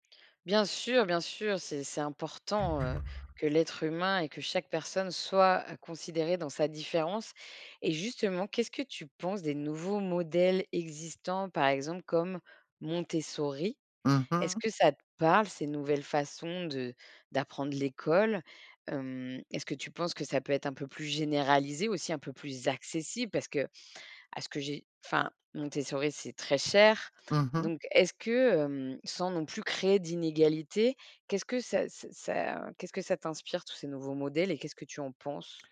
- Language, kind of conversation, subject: French, podcast, Comment pourrait-on rendre l’école plus joyeuse, à ton avis ?
- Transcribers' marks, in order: other background noise; stressed: "accessible"; stressed: "cher"